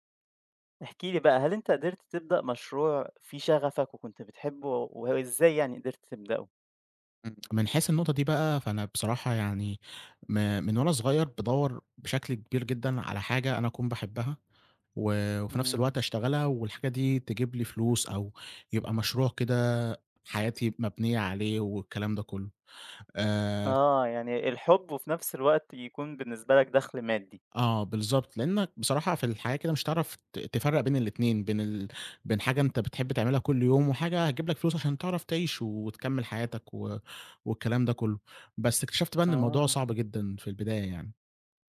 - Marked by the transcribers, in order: tapping
- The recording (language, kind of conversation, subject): Arabic, podcast, إزاي بدأت مشروع الشغف بتاعك؟